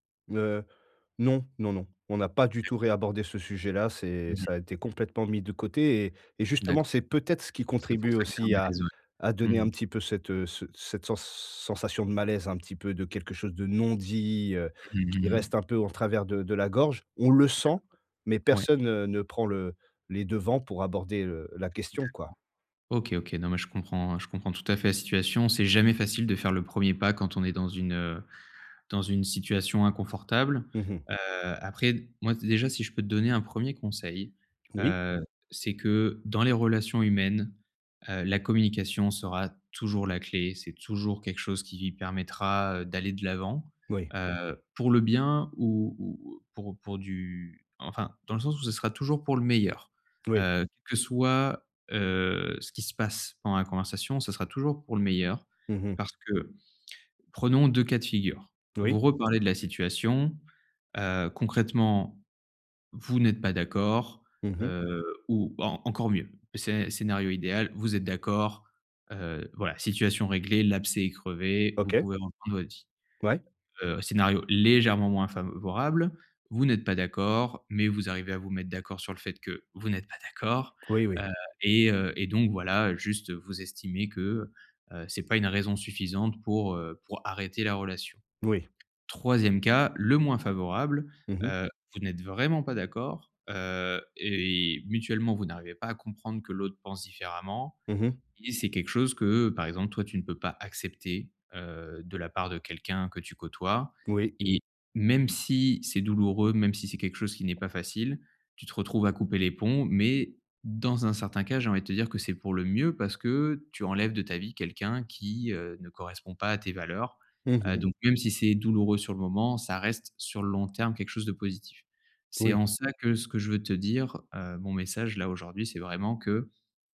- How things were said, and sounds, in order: stressed: "non-dit"; stressed: "On le sent"; tapping; stressed: "accepter"
- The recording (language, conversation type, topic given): French, advice, Comment puis-je exprimer une critique sans blesser mon interlocuteur ?